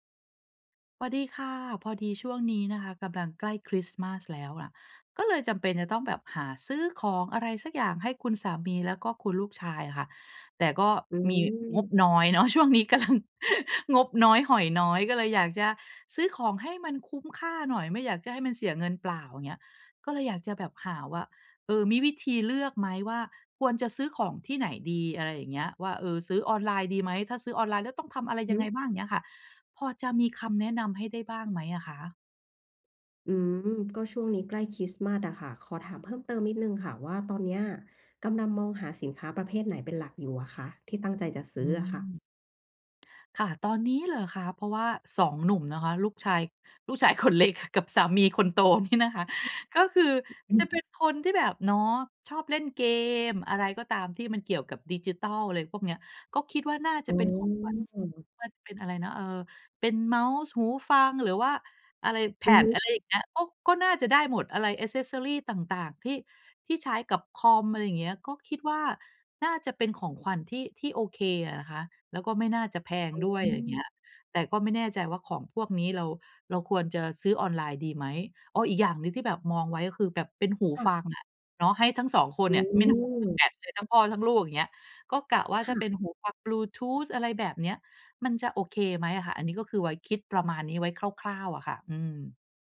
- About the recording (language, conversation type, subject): Thai, advice, จะช็อปปิ้งให้คุ้มค่าและไม่เสียเงินเปล่าได้อย่างไร?
- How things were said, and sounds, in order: other background noise; chuckle; laughing while speaking: "คนเล็ก"; tapping; drawn out: "อ๋อ"; in English: "แอกเซสซอรี"; unintelligible speech